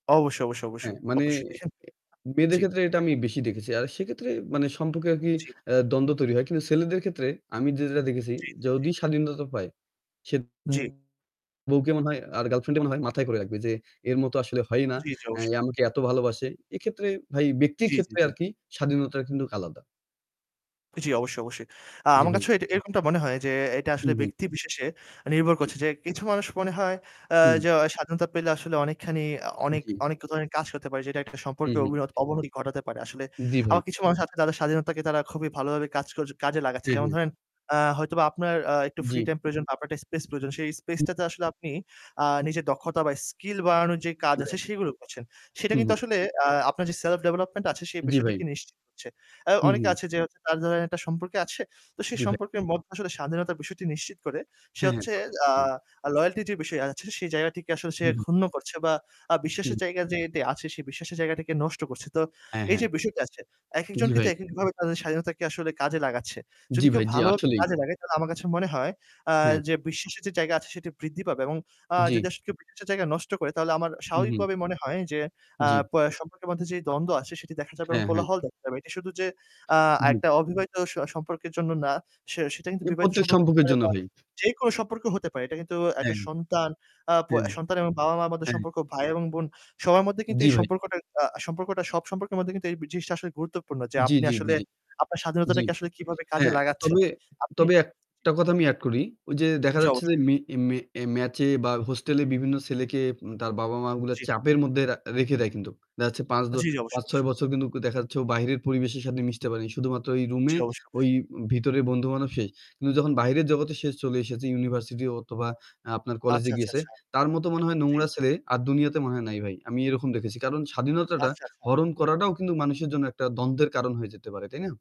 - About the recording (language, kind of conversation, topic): Bengali, unstructured, তোমার মতে একটি সম্পর্কের মধ্যে কতটা স্বাধীনতা থাকা প্রয়োজন?
- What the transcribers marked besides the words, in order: static; other background noise; tapping; unintelligible speech; "কিন্তু" said as "কিন্তুক"; distorted speech; unintelligible speech; lip smack; "ভাবেই" said as "বাবেই"